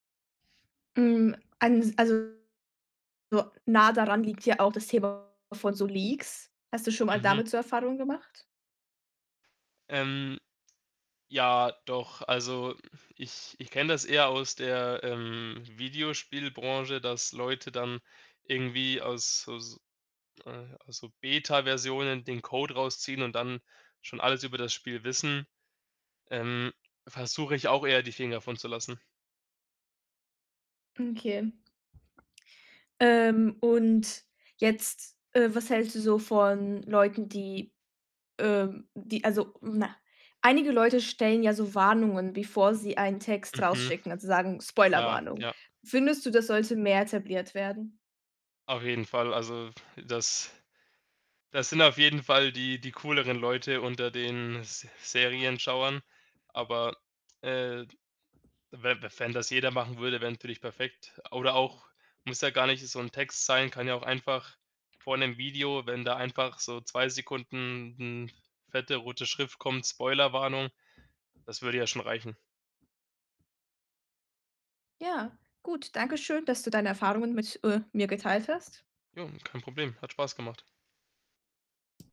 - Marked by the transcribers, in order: distorted speech; other background noise; static; tapping
- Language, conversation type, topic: German, podcast, Wie gehst du persönlich mit Spoilern um?